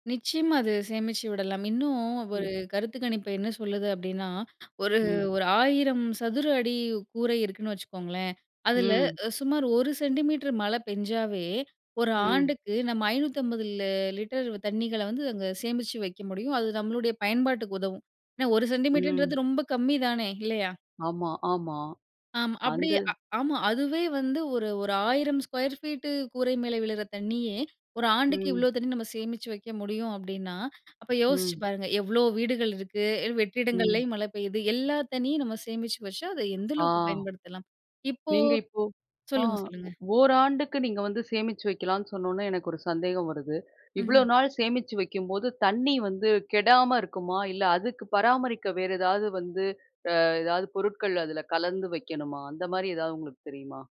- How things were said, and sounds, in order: in English: "ஸ்கொயர் ஃபீட்"
- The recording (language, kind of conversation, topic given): Tamil, podcast, மழைநீரை சேமித்து வீட்டில் எப்படி பயன்படுத்தலாம்?